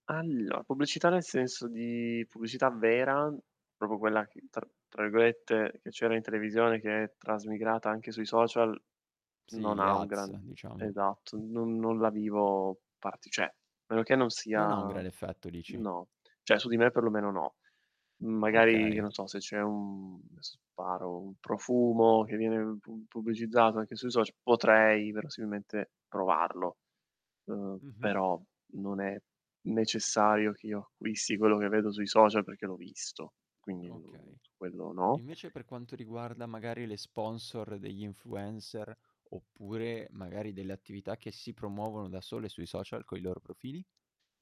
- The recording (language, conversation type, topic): Italian, podcast, Che ruolo hanno i social media nella tua routine quotidiana?
- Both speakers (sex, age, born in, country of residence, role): male, 18-19, Italy, Italy, host; male, 25-29, Italy, Italy, guest
- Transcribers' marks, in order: static; "proprio" said as "propo"; in English: "ads"; tapping; "cioè" said as "ceh"; "cioè" said as "ceh"; distorted speech; drawn out: "un"; other background noise